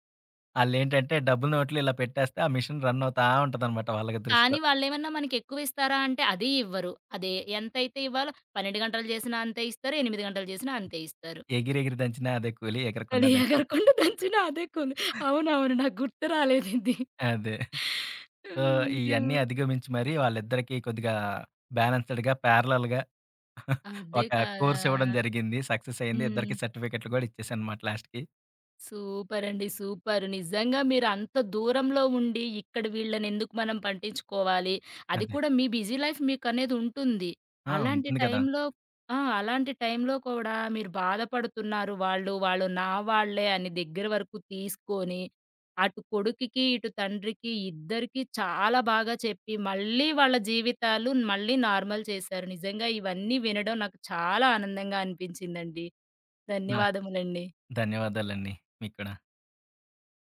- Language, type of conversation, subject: Telugu, podcast, బాధపడుతున్న బంధువుని ఎంత దూరం నుంచి ఎలా సపోర్ట్ చేస్తారు?
- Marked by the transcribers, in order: in English: "మిషన్ రన్"; tapping; laughing while speaking: "అది ఎగరకుండా దంచిన అదే కూలి అవునవును. నాకు గుర్తు రాలేదు ఇది. అయ్యో!"; chuckle; chuckle; in English: "సో"; in English: "బ్యాలెన్స్‌డ్‌గా, ప్యారలల్"; chuckle; in English: "కోర్స్"; in English: "సక్సెస్"; in English: "లాస్ట్‌కి"; in English: "సూపర్"; in English: "బిజీ లైఫ్"; in English: "నార్మల్"